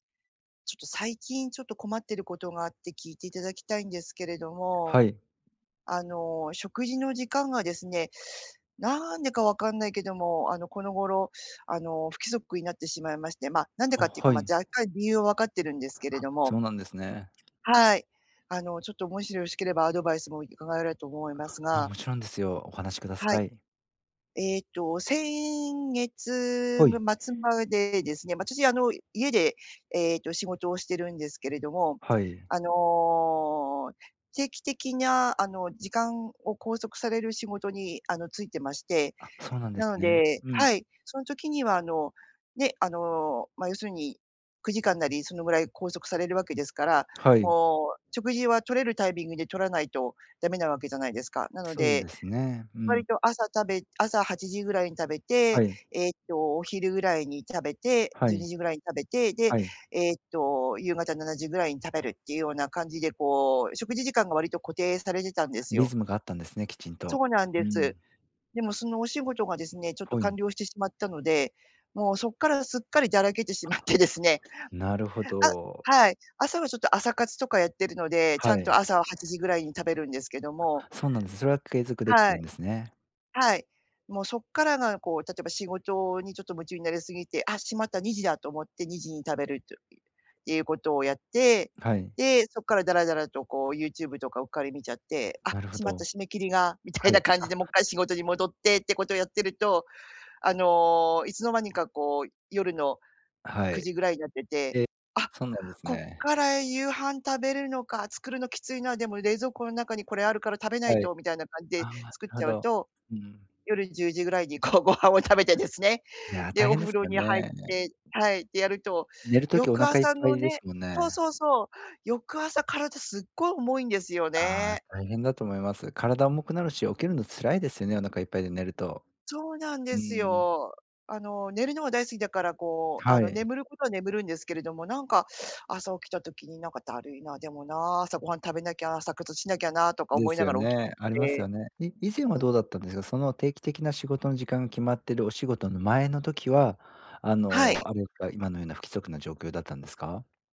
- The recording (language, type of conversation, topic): Japanese, advice, 食事の時間が不規則で体調を崩している
- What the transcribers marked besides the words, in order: other background noise; "伺えれ" said as "いかがえれ"; laughing while speaking: "しまってですね"; laughing while speaking: "こう、ご飯を食べてですね"